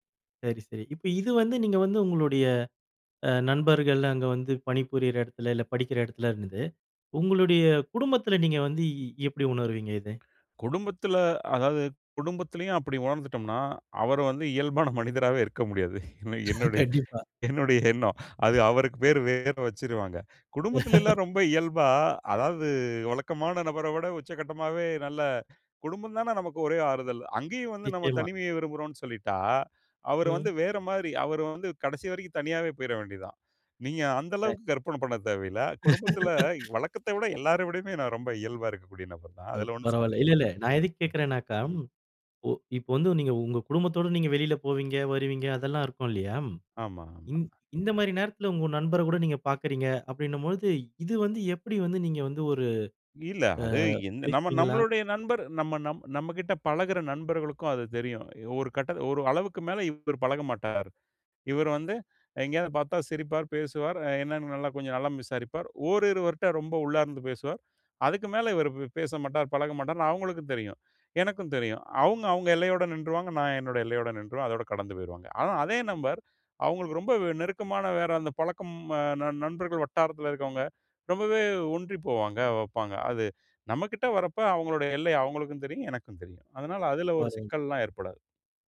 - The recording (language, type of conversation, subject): Tamil, podcast, தனிமை என்றால் உங்களுக்கு என்ன உணர்வு தருகிறது?
- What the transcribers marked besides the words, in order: laughing while speaking: "அப்பிடி உணர்ந்துட்டம்னா, அவரு வந்து இயல்பான … இருக்கக்கூடிய நபர் தான்"; laughing while speaking: "கண்டிப்பா"; laugh; unintelligible speech; laugh; unintelligible speech; "நபர்" said as "நம்பர்"